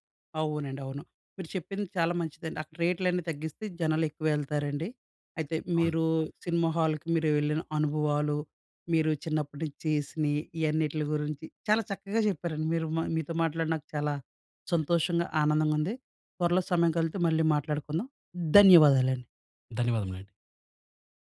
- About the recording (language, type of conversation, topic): Telugu, podcast, సినిమా హాల్‌కు వెళ్లిన అనుభవం మిమ్మల్ని ఎలా మార్చింది?
- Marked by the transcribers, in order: none